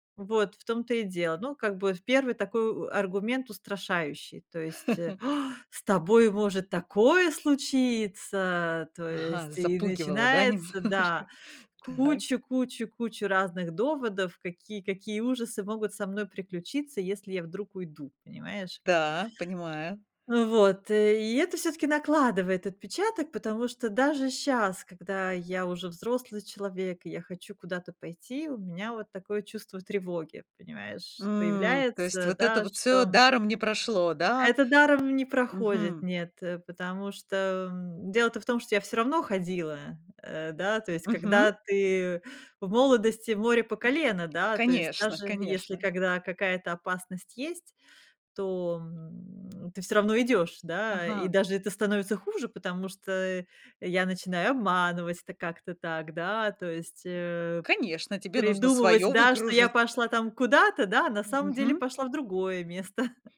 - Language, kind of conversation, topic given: Russian, podcast, Как реагировать на манипуляции родственников?
- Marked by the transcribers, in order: chuckle; put-on voice: "А, с тобой может такое случиться"; laughing while speaking: "немножко"; tapping; other background noise; chuckle